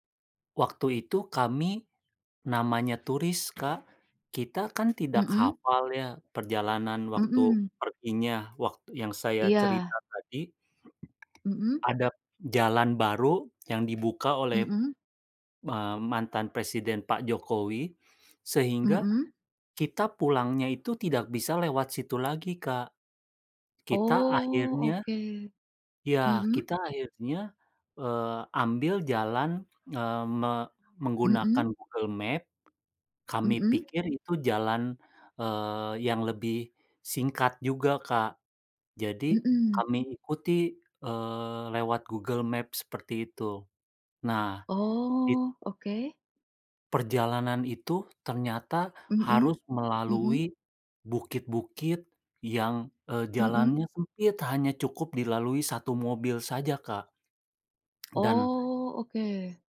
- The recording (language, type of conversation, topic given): Indonesian, unstructured, Apa destinasi liburan favoritmu, dan mengapa kamu menyukainya?
- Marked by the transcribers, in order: tapping; other background noise; tongue click